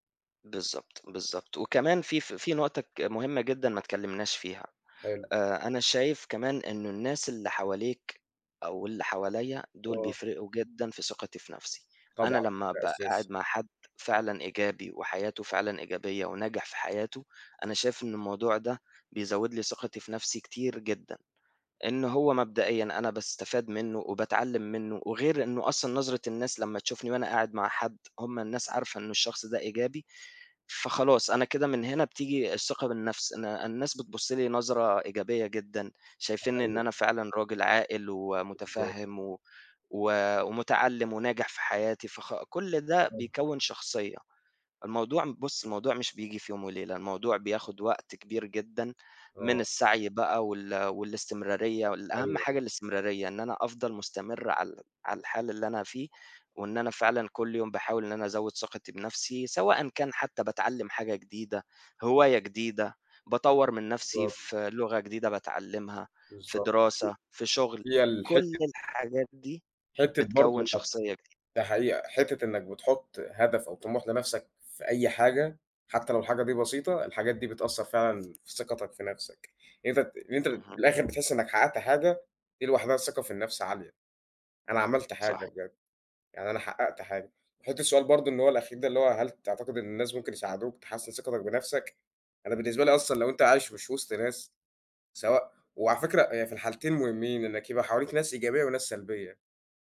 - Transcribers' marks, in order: tapping; other noise
- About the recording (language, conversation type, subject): Arabic, unstructured, إيه الطرق اللي بتساعدك تزود ثقتك بنفسك؟
- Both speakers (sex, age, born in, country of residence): male, 20-24, Egypt, Egypt; male, 25-29, United Arab Emirates, Egypt